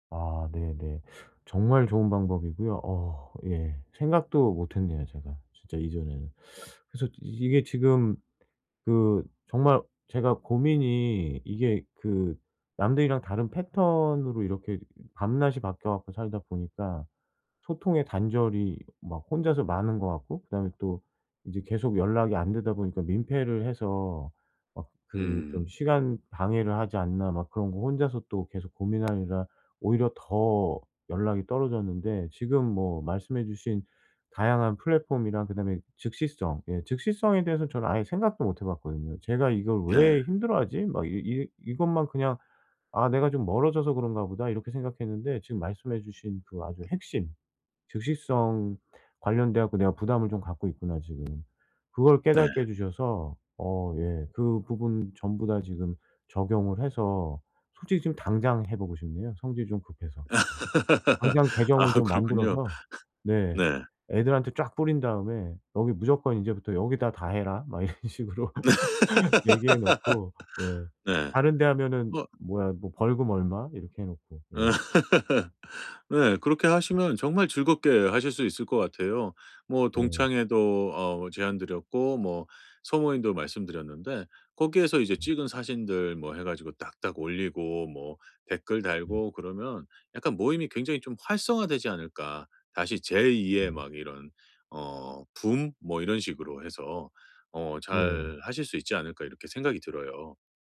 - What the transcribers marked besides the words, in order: other background noise; teeth sucking; tapping; laugh; laugh; laughing while speaking: "이런 식으로"; laugh; laugh
- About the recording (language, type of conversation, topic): Korean, advice, 친구들 모임에서 대화에 끼기 어려울 때 어떻게 하면 좋을까요?